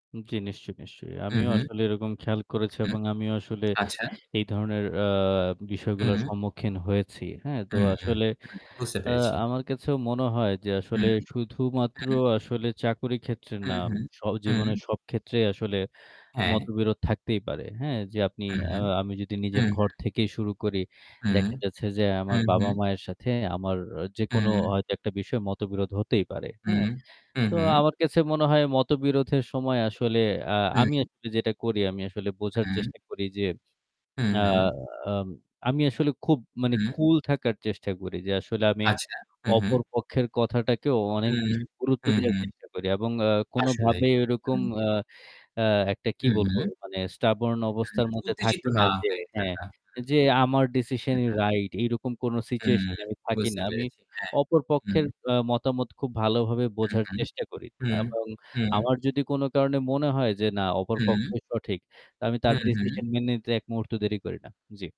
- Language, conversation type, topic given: Bengali, unstructured, মতবিরোধের সময় আপনি কীভাবে শান্ত থাকতে পারেন?
- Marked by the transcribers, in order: static; tapping; distorted speech; other background noise; in English: "stubborn"; in English: "situation"; unintelligible speech; in English: "decision"